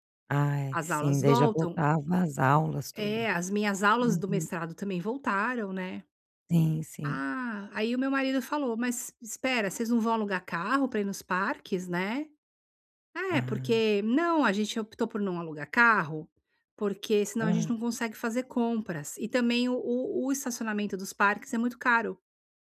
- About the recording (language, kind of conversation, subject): Portuguese, advice, Como posso estabelecer limites pessoais sem me sentir culpado?
- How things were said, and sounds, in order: none